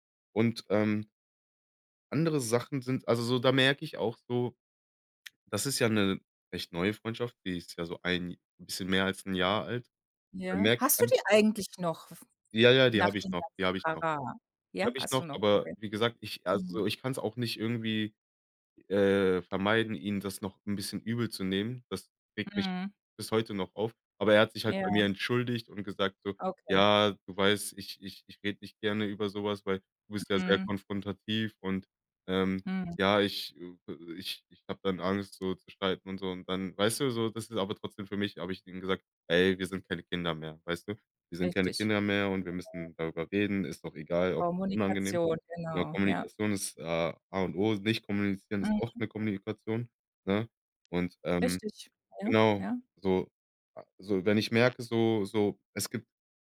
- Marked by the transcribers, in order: other background noise
- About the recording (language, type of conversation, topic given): German, podcast, Wie setzt du in Freundschaften Grenzen?